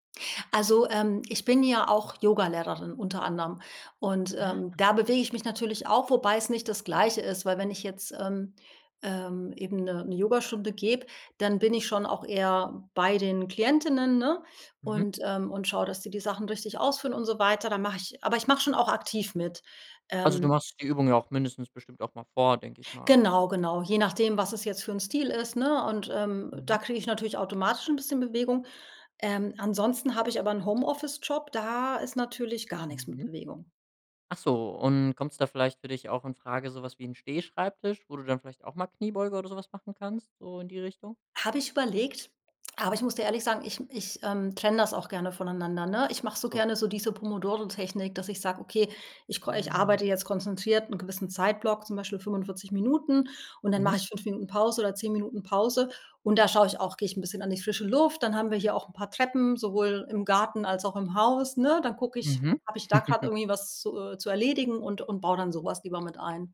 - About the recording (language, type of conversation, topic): German, podcast, Wie baust du kleine Bewegungseinheiten in den Alltag ein?
- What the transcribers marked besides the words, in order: chuckle